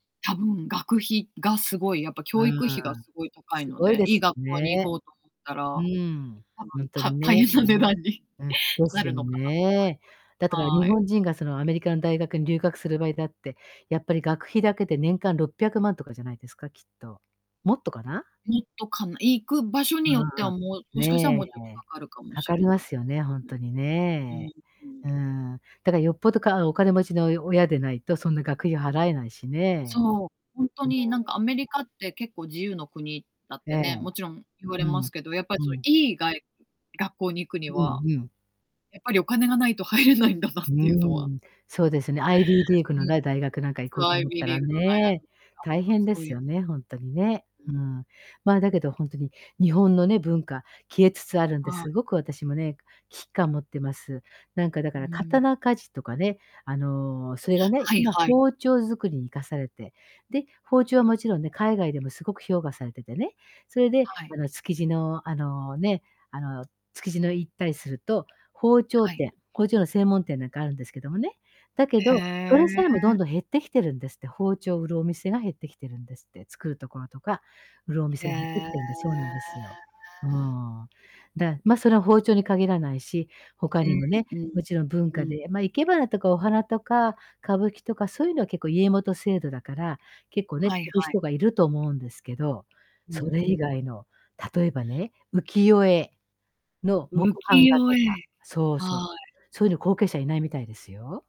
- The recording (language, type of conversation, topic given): Japanese, unstructured, 文化を守ることの大切さについて、あなたはどう思いますか？
- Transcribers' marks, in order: distorted speech; unintelligible speech; unintelligible speech; drawn out: "へえ"